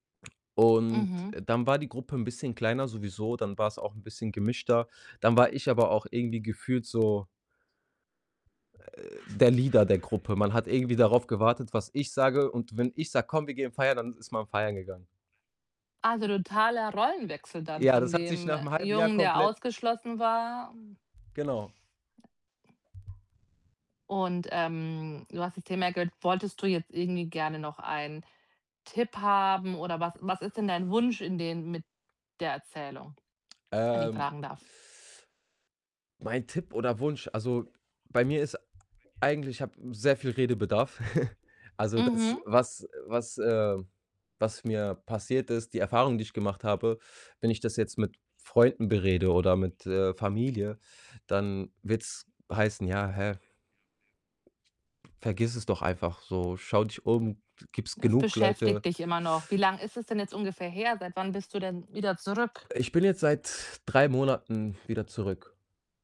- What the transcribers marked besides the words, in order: distorted speech; background speech; static; other background noise; in English: "Leader"; tapping; snort
- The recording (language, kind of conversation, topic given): German, advice, Warum fühle ich mich bei Feiern oft ausgeschlossen und unwohl?
- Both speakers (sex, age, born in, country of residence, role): female, 40-44, Germany, Germany, advisor; male, 25-29, Germany, Germany, user